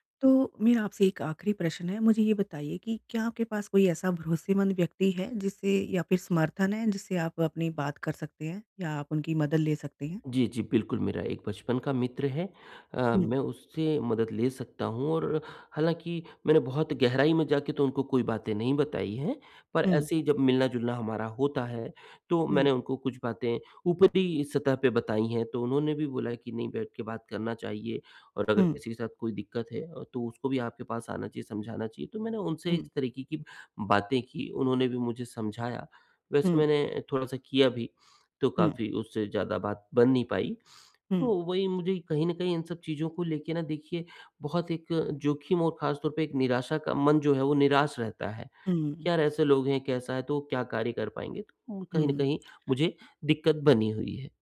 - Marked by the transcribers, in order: sniff
- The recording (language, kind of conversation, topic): Hindi, advice, बाहरी आलोचना के डर से मैं जोखिम क्यों नहीं ले पाता?